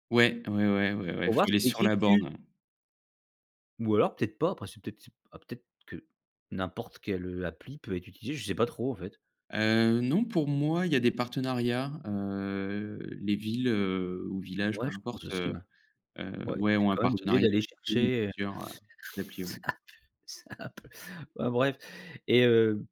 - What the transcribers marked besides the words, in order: drawn out: "heu"; laughing while speaking: "c'est c'est un peu"
- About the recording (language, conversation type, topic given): French, podcast, Comment gères-tu le flux d’informations qui arrive sans arrêt sur ton téléphone ?